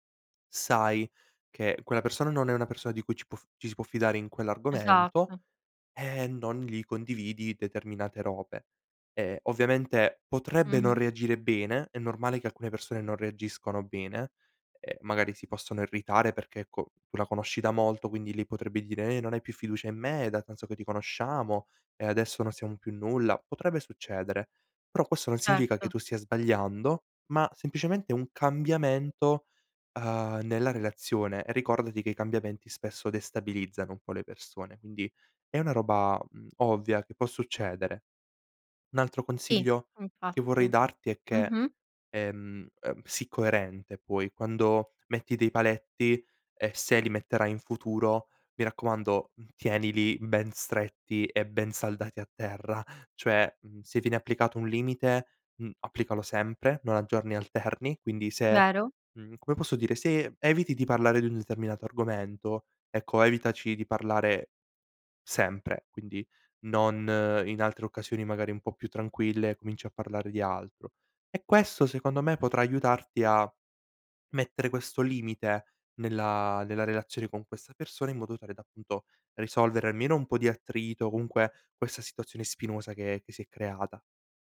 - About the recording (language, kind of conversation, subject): Italian, advice, Come posso mettere dei limiti nelle relazioni con amici o familiari?
- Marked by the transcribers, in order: "tanto" said as "tanso"